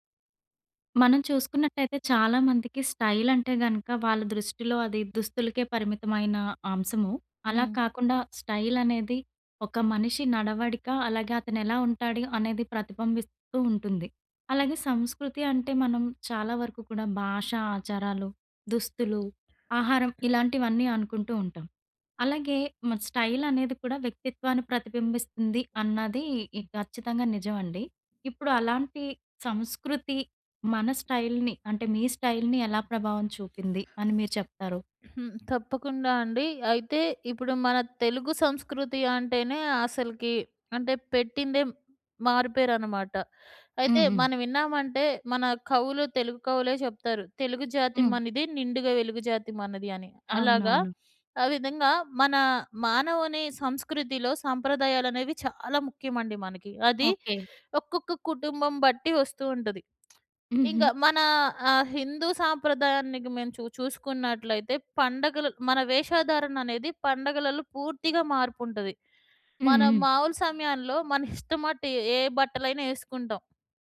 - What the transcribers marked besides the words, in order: in English: "స్టైల్"; other background noise; tapping; in English: "స్టైల్‌ని"; in English: "స్టైల్‌ని"; lip smack; chuckle
- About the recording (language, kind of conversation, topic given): Telugu, podcast, సంస్కృతి మీ స్టైల్‌పై ఎలా ప్రభావం చూపింది?